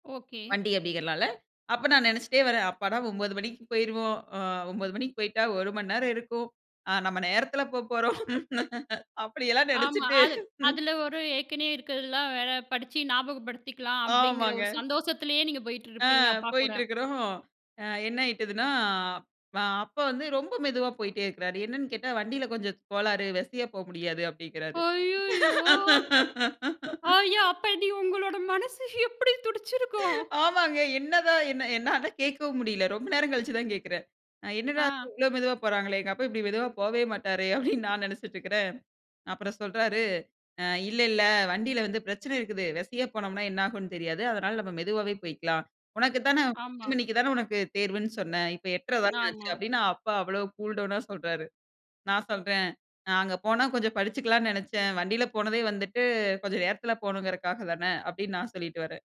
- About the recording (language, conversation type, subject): Tamil, podcast, சில நேரங்களில் தாமதம் உயிர்காக்க உதவிய அனுபவம் உங்களுக்குண்டா?
- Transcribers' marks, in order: laughing while speaking: "அப்டியெல்லாம் நெனைச்சுட்டு. ம்"; laughing while speaking: "ஆமாங்க"; chuckle; drawn out: "அய்யயோ!"; surprised: "ஐயா அப்டி உங்களோட மனசு எப்டி துடிச்சிருக்கும்?"; laugh; laughing while speaking: "ஆமாங்க. என்னதான் என்ன என்னால கேட்கவும் … அப்டின்னு நான் நெனைச்சிட்டுருக்கிறேன்"; in English: "கூல் டவுனா"